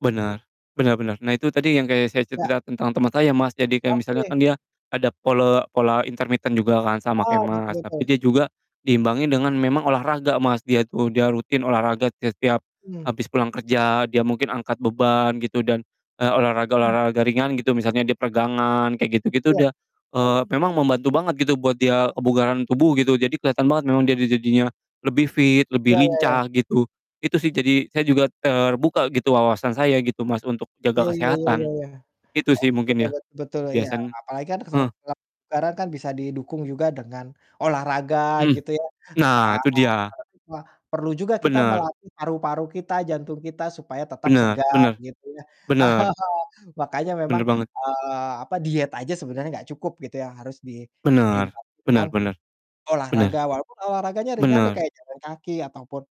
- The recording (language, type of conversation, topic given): Indonesian, unstructured, Bagaimana pola makan memengaruhi kebugaran tubuh?
- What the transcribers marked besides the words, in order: distorted speech; in English: "intermittent"; static; unintelligible speech; chuckle